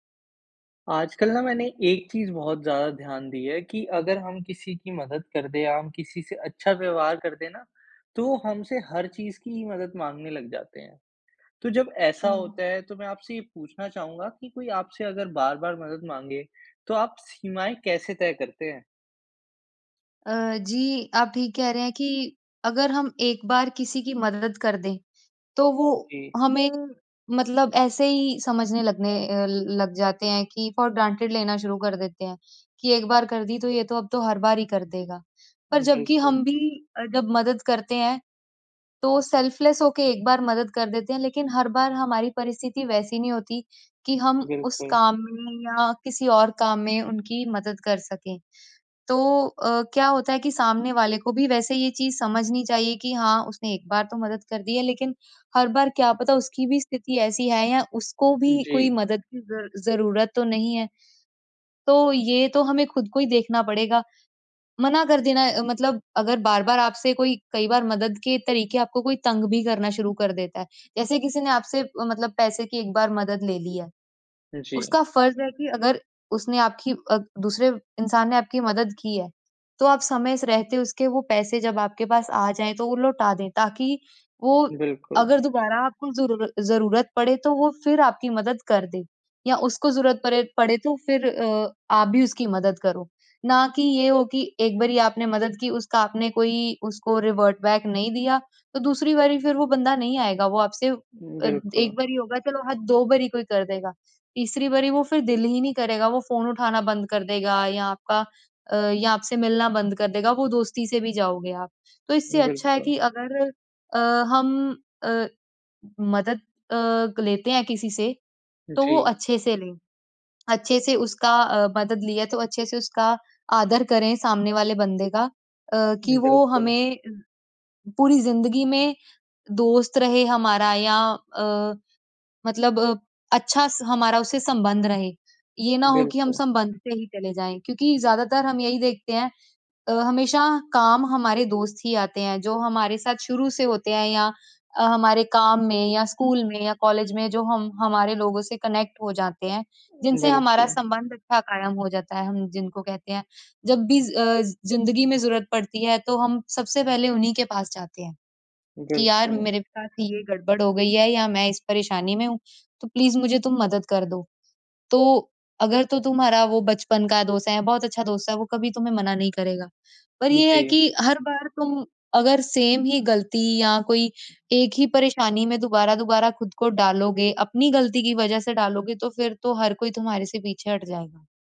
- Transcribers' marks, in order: in English: "फॉर ग्रांटेड"; in English: "सेल्फलेस"; other background noise; in English: "रिवर्ट बैक"; horn; in English: "कनेक्ट"; in English: "प्लीज़"; in English: "सेम"
- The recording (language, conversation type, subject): Hindi, podcast, जब आपसे बार-बार मदद मांगी जाए, तो आप सीमाएँ कैसे तय करते हैं?